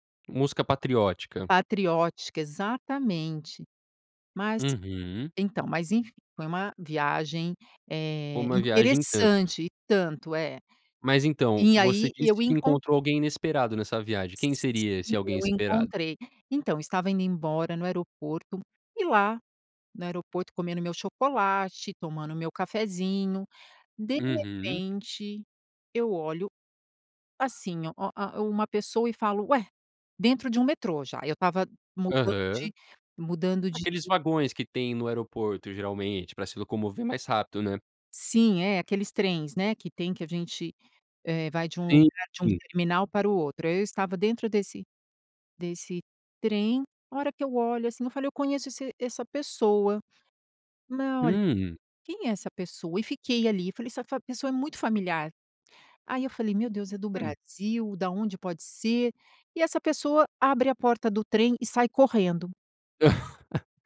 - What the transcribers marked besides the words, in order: other noise; tapping; laugh
- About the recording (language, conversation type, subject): Portuguese, podcast, Como foi o encontro inesperado que você teve durante uma viagem?